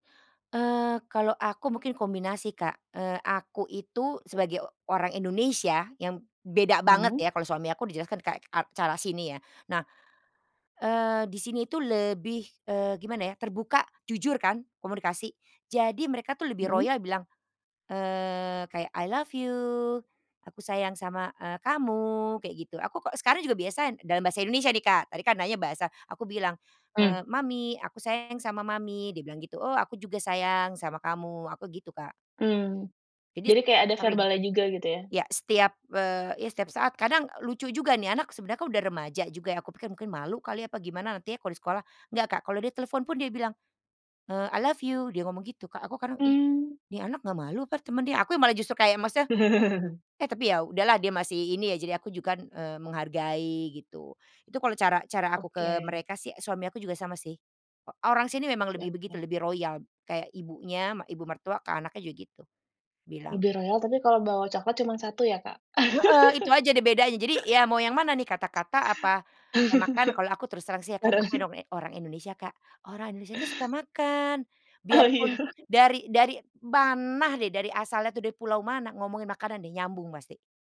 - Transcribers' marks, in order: in English: "I love you"; in English: "I love you"; chuckle; laugh; chuckle; laughing while speaking: "Parah"; laughing while speaking: "Oh iya"; other background noise
- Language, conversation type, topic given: Indonesian, podcast, Apa arti bahasa cinta dalam keluarga menurutmu?